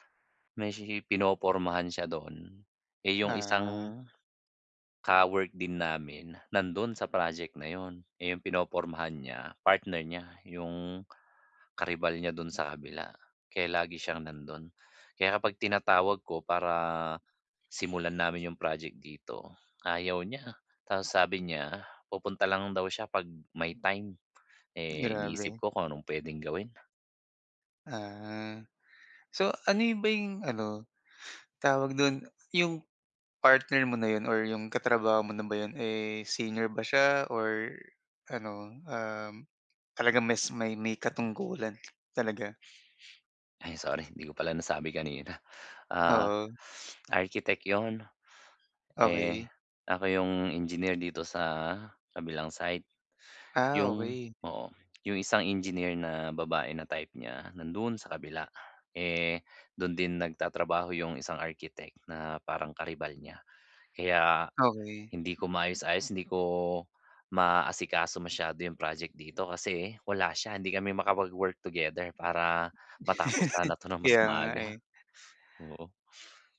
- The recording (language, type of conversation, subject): Filipino, advice, Paano ko muling maibabalik ang motibasyon ko sa aking proyekto?
- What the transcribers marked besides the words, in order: tapping; other background noise; chuckle